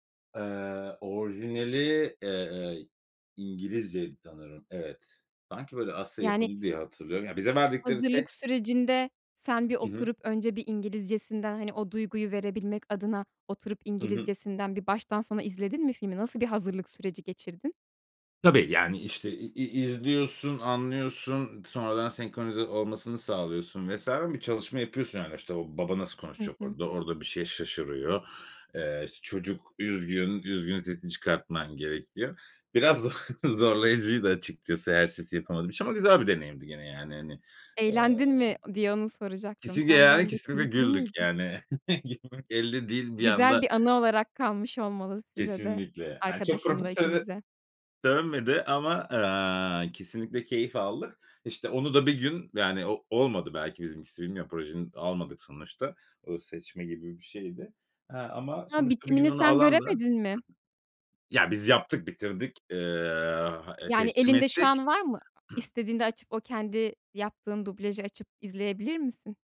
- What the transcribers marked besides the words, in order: in English: "text"; laughing while speaking: "z zorlayıcıydı"; chuckle; chuckle; laughing while speaking: "Gülmemek elde değil bir anda"; other background noise; throat clearing
- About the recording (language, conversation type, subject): Turkish, podcast, Dublaj mı yoksa altyazı mı tercih ediyorsun, neden?